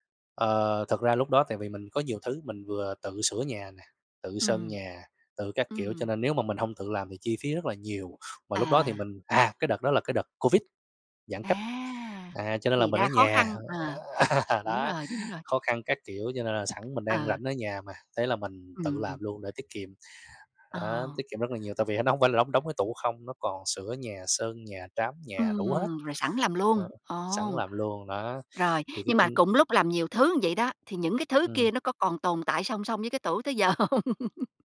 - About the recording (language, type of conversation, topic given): Vietnamese, podcast, Bạn có thể kể về một món đồ bạn tự tay làm mà bạn rất tự hào không?
- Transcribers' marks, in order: other background noise; laugh; tapping; laughing while speaking: "hông?"; chuckle